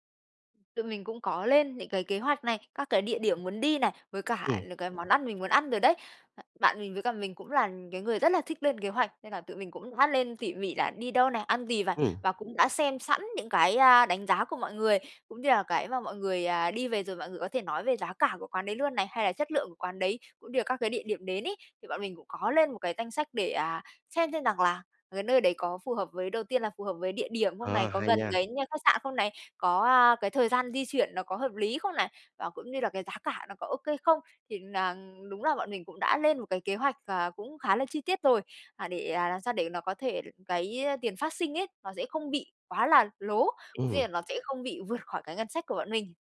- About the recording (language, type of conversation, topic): Vietnamese, advice, Làm sao quản lý ngân sách và thời gian khi du lịch?
- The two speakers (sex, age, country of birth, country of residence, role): female, 25-29, Vietnam, Vietnam, user; male, 25-29, Vietnam, Vietnam, advisor
- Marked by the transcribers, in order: other noise; tapping; other background noise